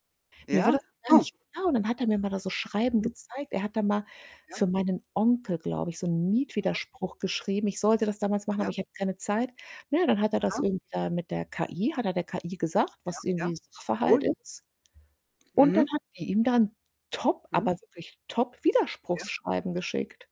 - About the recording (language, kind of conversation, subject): German, unstructured, Glaubst du, dass soziale Medien unserer Gesellschaft mehr schaden als nutzen?
- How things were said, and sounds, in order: static; distorted speech; surprised: "Oh"; other background noise; stressed: "top"